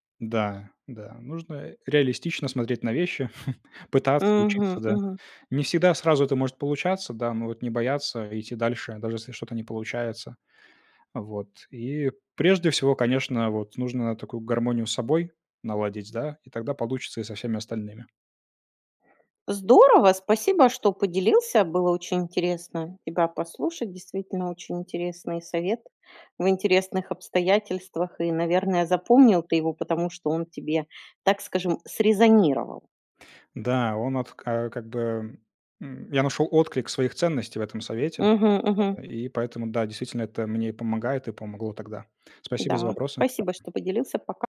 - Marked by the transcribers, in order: chuckle
- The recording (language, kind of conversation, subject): Russian, podcast, Какой совет от незнакомого человека ты до сих пор помнишь?